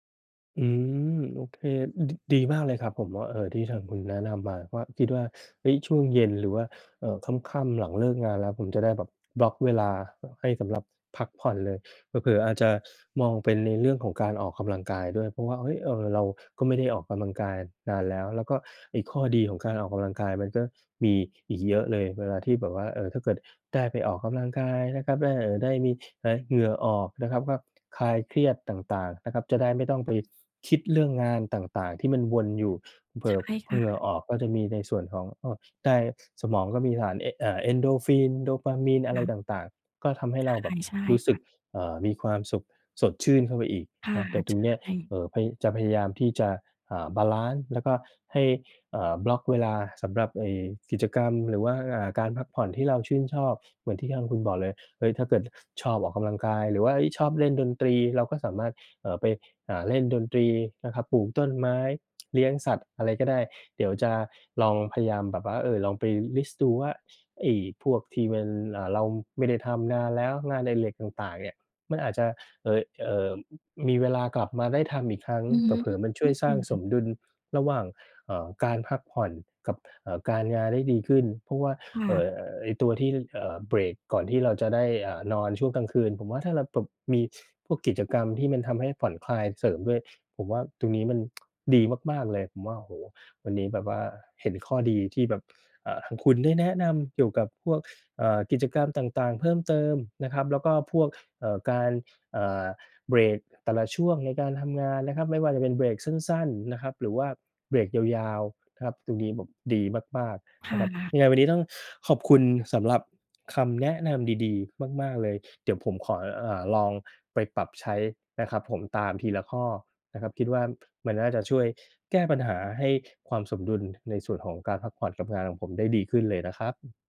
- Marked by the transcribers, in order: other background noise; in English: "List"; other noise; tapping
- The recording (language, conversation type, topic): Thai, advice, ฉันควรจัดตารางเวลาในแต่ละวันอย่างไรให้สมดุลระหว่างงาน การพักผ่อน และชีวิตส่วนตัว?